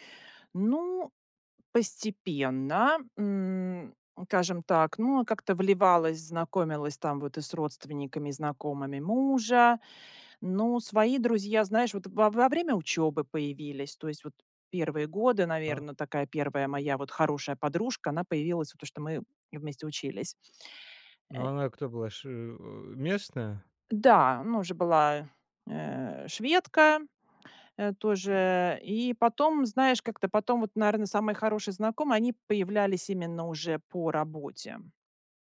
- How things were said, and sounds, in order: none
- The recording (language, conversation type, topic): Russian, podcast, Когда вам пришлось начать всё с нуля, что вам помогло?